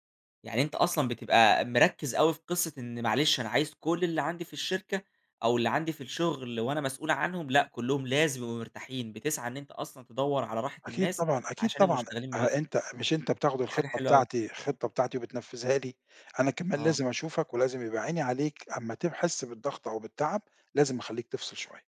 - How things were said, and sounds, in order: "تحسّ" said as "تبحِس"
- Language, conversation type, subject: Arabic, podcast, إزاي بتتعامل مع ضغط الشغل اليومي؟